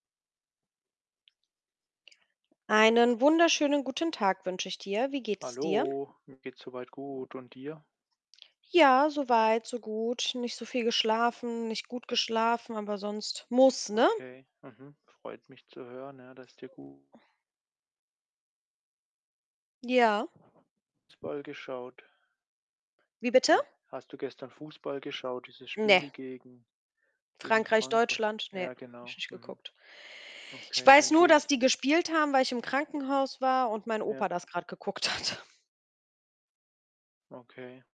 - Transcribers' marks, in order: tapping; other background noise; distorted speech; laughing while speaking: "hat"
- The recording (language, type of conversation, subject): German, unstructured, Welche Sportart findest du am spannendsten?